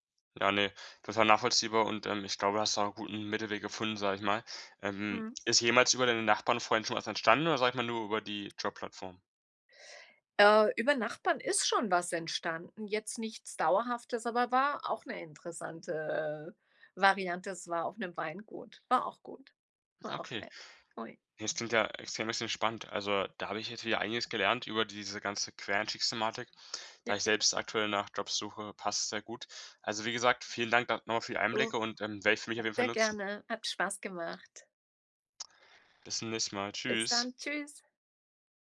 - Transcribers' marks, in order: none
- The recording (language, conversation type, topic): German, podcast, Wie überzeugst du potenzielle Arbeitgeber von deinem Quereinstieg?